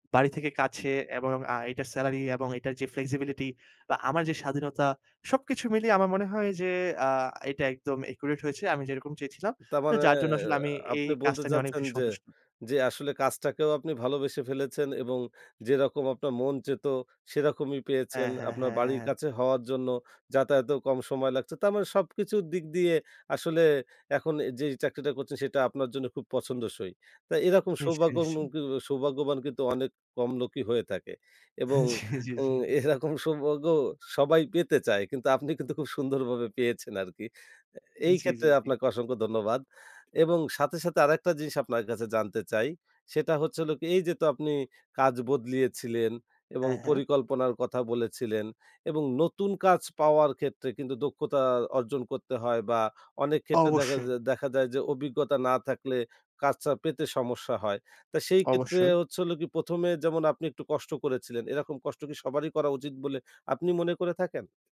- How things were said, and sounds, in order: tapping; drawn out: "তারমানে"; unintelligible speech; laughing while speaking: "এরকম সৌভাগ্যও সবাই পেতে চায় কিন্তু আপনি কিন্তু খুব সুন্দরভাবে পেয়েছেন আরকি"; laughing while speaking: "জি, জি, জি"
- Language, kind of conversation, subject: Bengali, podcast, কাজ বদলানোর সময় আপনার আর্থিক প্রস্তুতি কেমন থাকে?